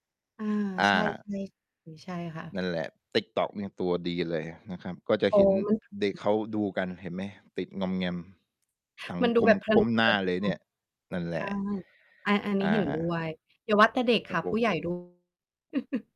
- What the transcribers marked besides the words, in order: distorted speech; mechanical hum; chuckle
- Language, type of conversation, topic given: Thai, podcast, คุณจัดการเวลาใช้หน้าจอมือถืออย่างไรไม่ให้ติดมากเกินไป?